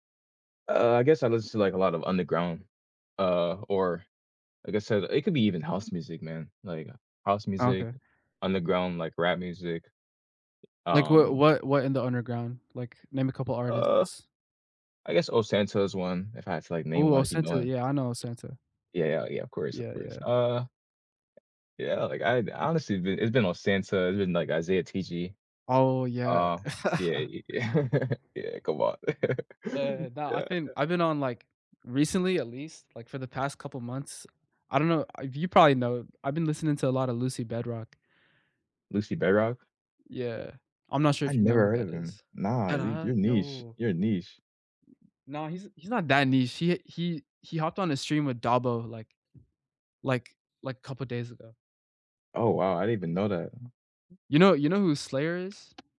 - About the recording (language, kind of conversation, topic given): English, unstructured, What simple rituals help you reset and feel like yourself after a long week?
- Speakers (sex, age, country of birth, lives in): male, 18-19, United States, United States; male, 20-24, United States, United States
- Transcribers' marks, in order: other background noise; tapping; chuckle; laughing while speaking: "yeah"; laugh; other noise; door